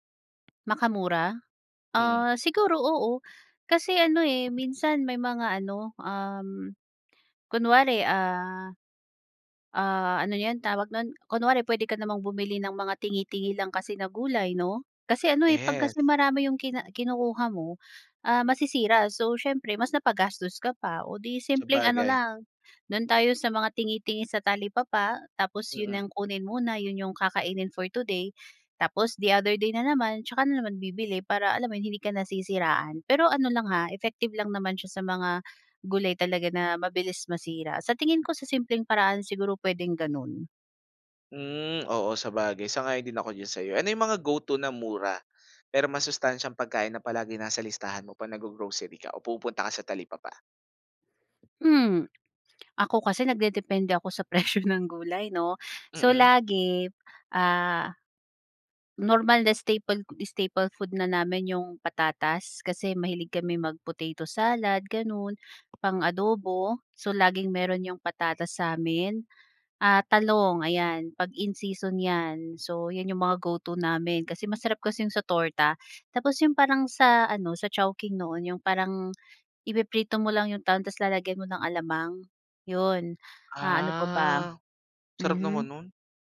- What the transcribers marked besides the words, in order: tapping; laughing while speaking: "presyo"; drawn out: "Ah"
- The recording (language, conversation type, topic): Filipino, podcast, Paano ka nakakatipid para hindi maubos ang badyet sa masustansiyang pagkain?
- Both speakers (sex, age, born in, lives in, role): female, 30-34, Philippines, Philippines, guest; male, 25-29, Philippines, Philippines, host